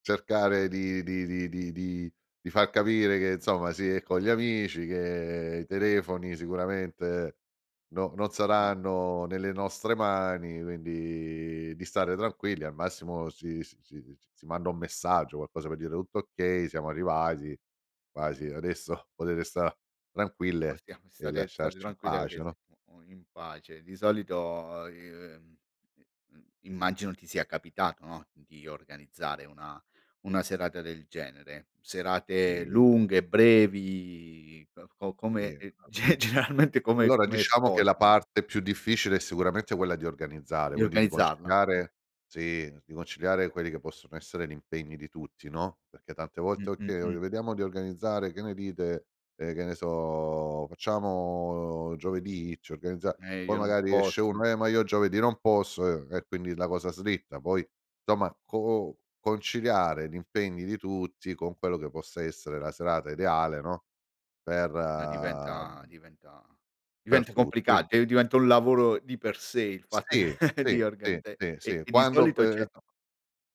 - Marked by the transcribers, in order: "insomma" said as "inzomma"; other background noise; drawn out: "quindi"; "Tutto" said as "utto"; tapping; drawn out: "brevi"; laughing while speaking: "ge generalmente"; drawn out: "so"; chuckle; "organizzare" said as "organide"
- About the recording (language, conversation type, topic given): Italian, podcast, Qual è la tua idea di una serata perfetta dedicata a te?